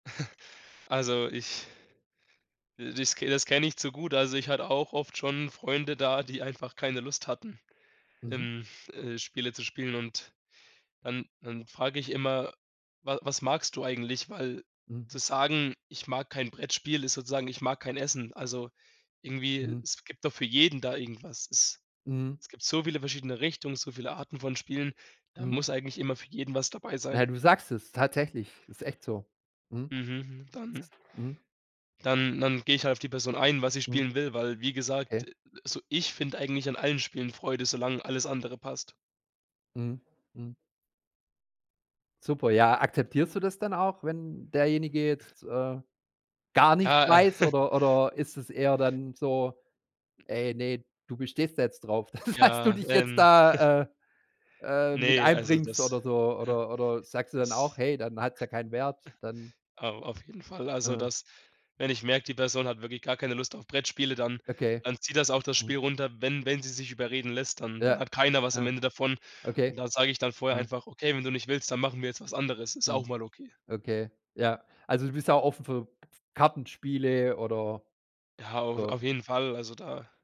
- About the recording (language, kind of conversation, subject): German, podcast, Wie erklärst du dir die Freude an Brettspielen?
- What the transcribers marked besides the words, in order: chuckle; laughing while speaking: "die"; other background noise; tapping; chuckle; laughing while speaking: "dass"; chuckle; snort; snort